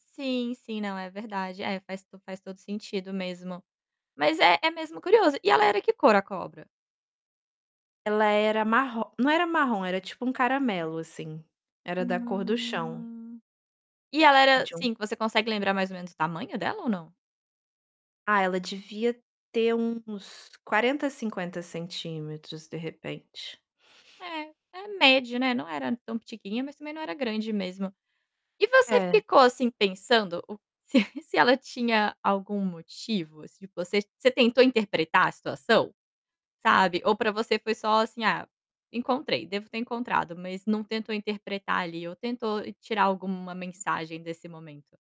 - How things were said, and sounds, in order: tapping; drawn out: "Hum"; other background noise; laughing while speaking: "se"
- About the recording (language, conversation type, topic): Portuguese, podcast, Você já teve um encontro marcante com um animal?